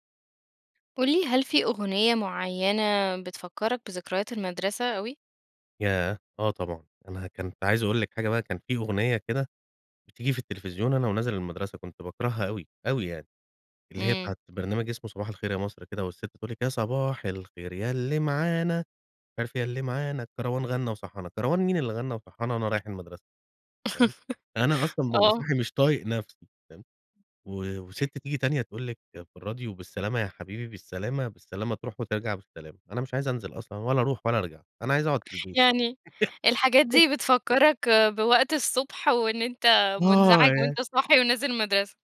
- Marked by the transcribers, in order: singing: "يا صباح الخير يا إللّي … الكَروان غنّى وصحّانا"; laugh; other background noise; chuckle
- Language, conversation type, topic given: Arabic, podcast, إيه هي الأغنية اللي بتفكّرك بذكريات المدرسة؟